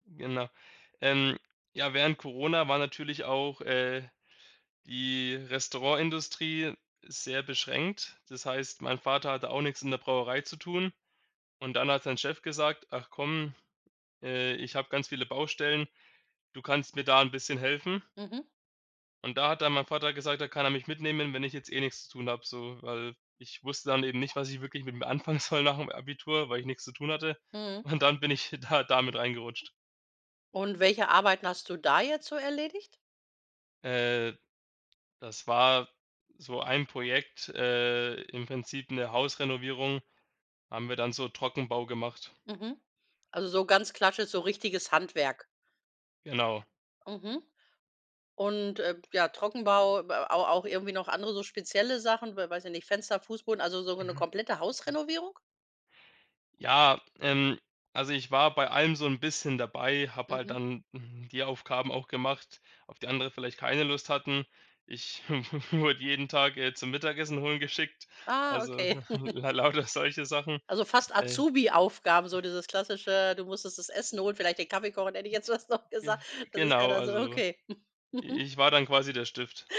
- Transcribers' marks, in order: other background noise; laughing while speaking: "anfangen soll"; laughing while speaking: "und"; chuckle; chuckle; laughing while speaking: "lauter"; laughing while speaking: "fast noch"; chuckle; laughing while speaking: "Mhm"
- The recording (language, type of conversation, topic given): German, podcast, Erzähl mal von deinem ersten Job – wie war das für dich?